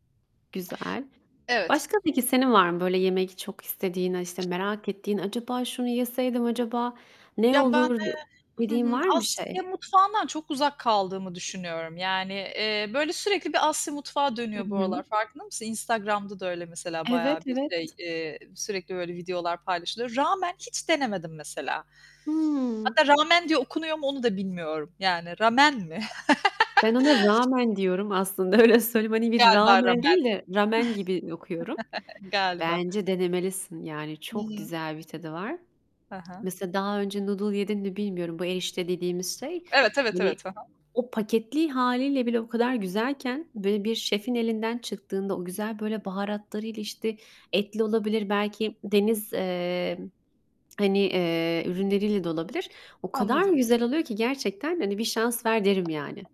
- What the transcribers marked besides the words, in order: static; other background noise; distorted speech; laugh; chuckle; tapping
- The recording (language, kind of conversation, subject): Turkish, unstructured, Hiç denemediğin ama merak ettiğin bir yemek var mı?